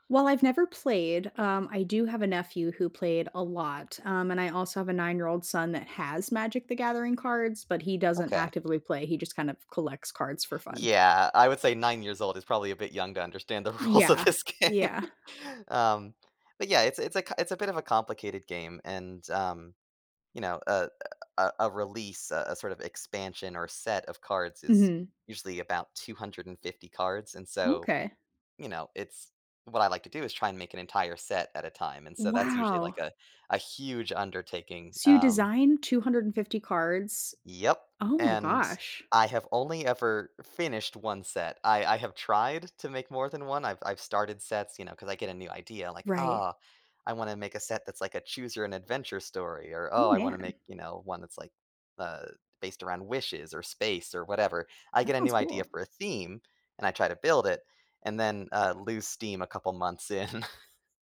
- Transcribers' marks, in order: other background noise; laughing while speaking: "rules of this game"; laughing while speaking: "in"
- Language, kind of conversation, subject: English, unstructured, How do I explain a quirky hobby to someone who doesn't understand?
- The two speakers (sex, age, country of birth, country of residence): female, 35-39, United States, United States; male, 30-34, United States, United States